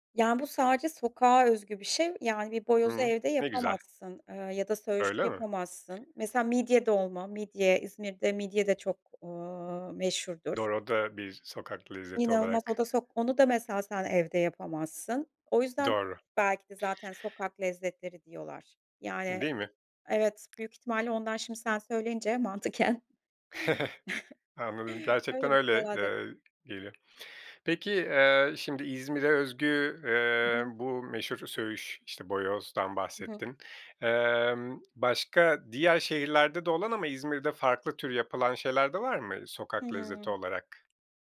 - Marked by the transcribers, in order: other background noise; tapping; chuckle; laughing while speaking: "mantıken"; chuckle
- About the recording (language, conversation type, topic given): Turkish, podcast, Sokak yemekleri senin için ne ifade ediyor ve en çok hangi tatları seviyorsun?